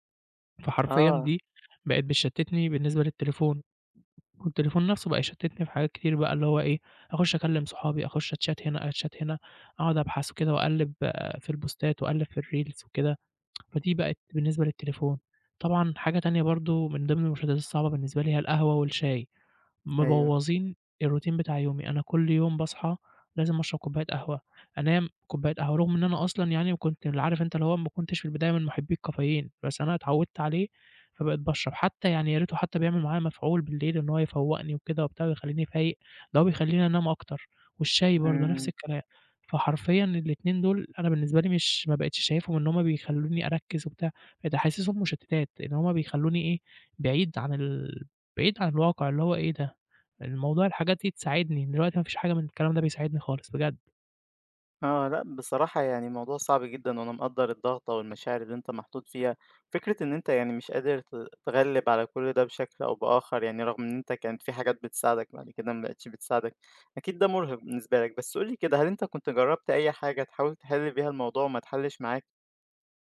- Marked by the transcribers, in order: in English: "أتشات"; in English: "أتشات"; in English: "البوستات"; in English: "الريلز"; tsk; in English: "الروتين"
- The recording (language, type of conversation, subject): Arabic, advice, إزاي بتتعامل مع التسويف وتأجيل الحاجات المهمة؟